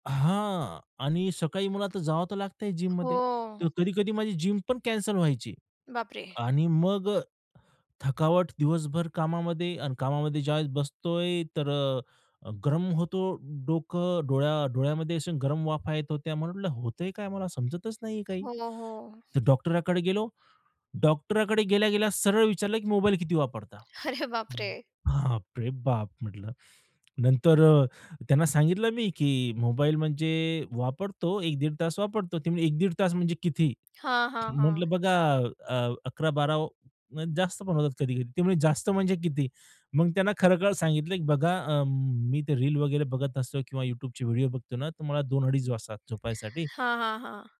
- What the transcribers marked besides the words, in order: in English: "जिममध्ये"; other background noise; in English: "जिम"; other noise; laughing while speaking: "अरे बापरे!"; tapping
- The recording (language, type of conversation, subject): Marathi, podcast, झोप यायला अडचण आली तर तुम्ही साधारणतः काय करता?